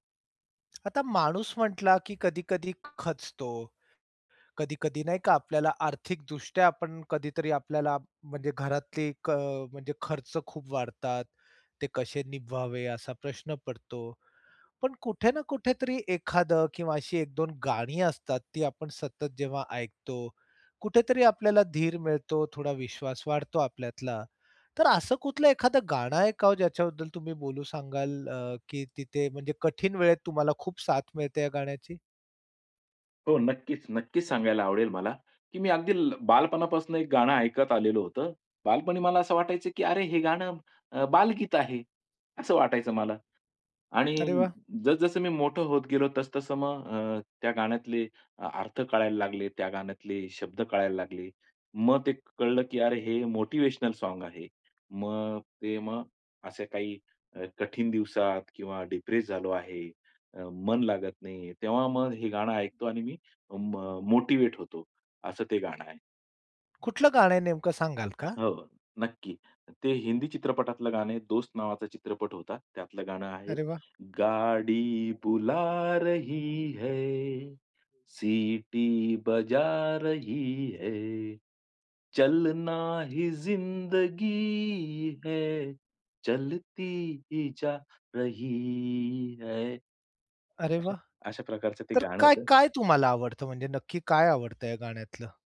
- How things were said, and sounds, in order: lip smack; other background noise; lip smack; in English: "मोटिव्हेशनल सॉन्ग"; tapping; in English: "डिप्रेस"; other noise; unintelligible speech; horn; singing: "गाडी बुला रही है, सिटी … जा रही है"; chuckle
- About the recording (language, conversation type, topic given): Marathi, podcast, कठीण दिवसात कोणती गाणी तुमची साथ देतात?